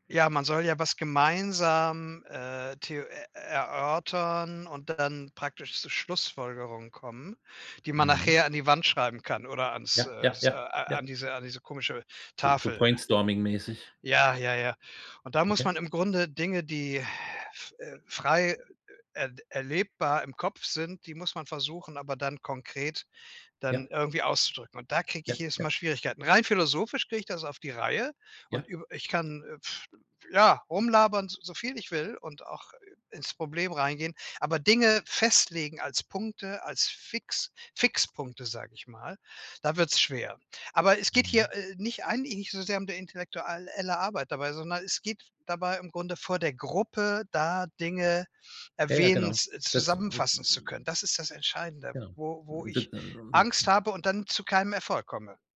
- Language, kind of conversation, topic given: German, advice, Wie kann ich meine Angst vor Gruppenevents und Feiern überwinden und daran teilnehmen?
- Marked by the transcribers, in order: blowing; unintelligible speech; unintelligible speech; unintelligible speech